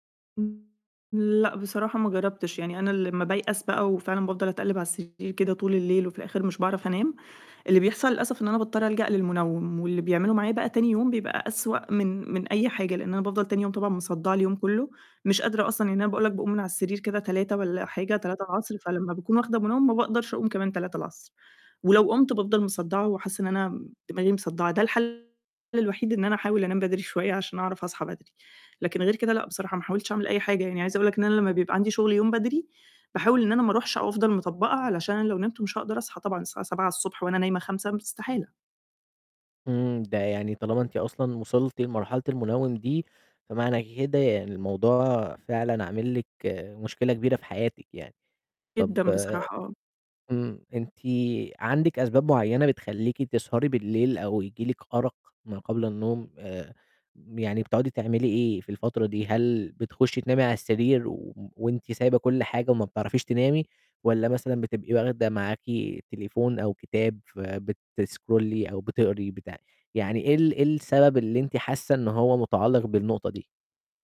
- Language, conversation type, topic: Arabic, advice, ليه بحس بإرهاق مزمن رغم إني بنام كويس؟
- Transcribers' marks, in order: distorted speech; in English: "فبتسكرولي"